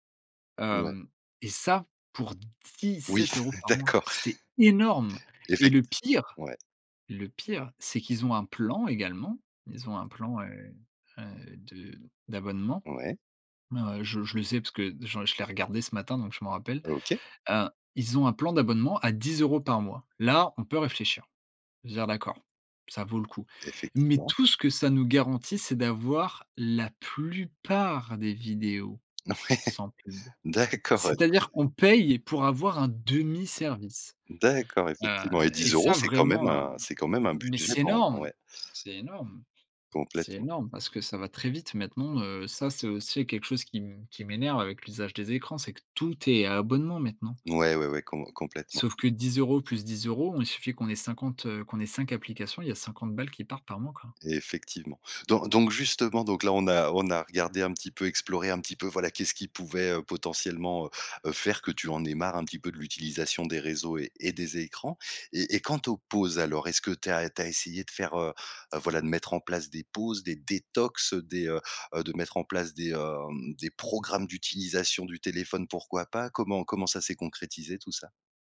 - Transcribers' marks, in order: stressed: "ça"; stressed: "dix sept euros"; laughing while speaking: "Oui s d'accord"; stressed: "énorme"; stressed: "plupart"; laughing while speaking: "Ouais. D'accord. Ouais"; stressed: "détox"; stressed: "programmes"
- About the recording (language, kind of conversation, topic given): French, podcast, Comment se passent tes pauses numériques ?